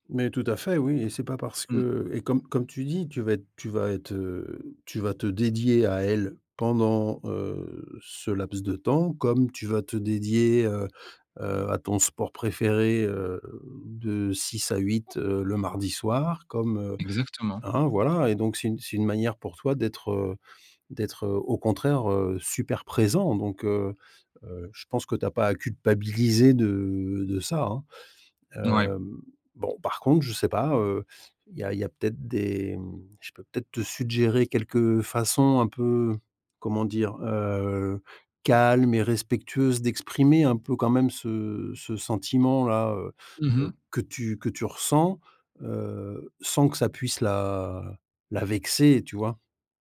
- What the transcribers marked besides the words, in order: none
- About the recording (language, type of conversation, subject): French, advice, Comment gérer ce sentiment d’étouffement lorsque votre partenaire veut toujours être ensemble ?